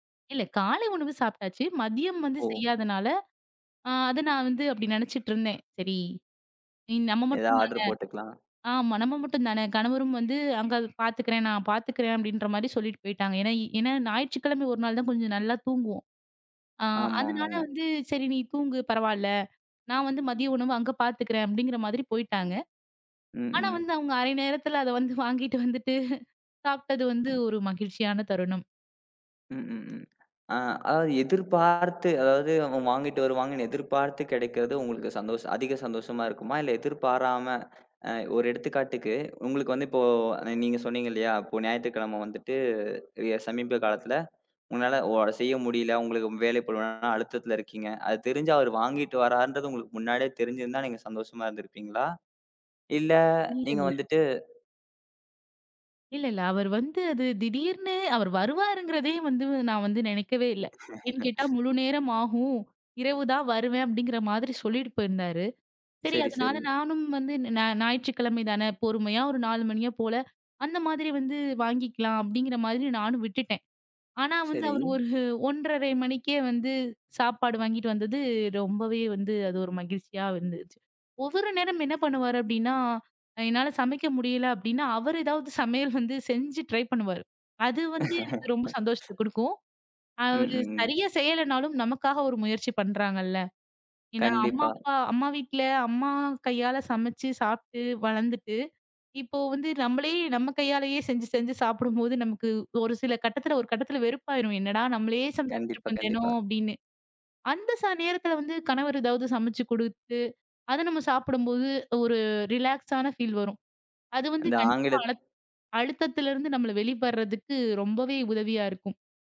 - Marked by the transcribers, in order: other noise; in English: "ஆடர்"; laughing while speaking: "வாங்கிட்டு வந்துட்டு"; drawn out: "ம். ம். ம்"; laugh; in English: "ட்ரை"; laugh; in English: "ரிலாக்ஸா"; in English: "ஃபீல்"
- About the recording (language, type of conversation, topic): Tamil, podcast, அழுத்தமான நேரத்தில் உங்களுக்கு ஆறுதலாக இருந்த உணவு எது?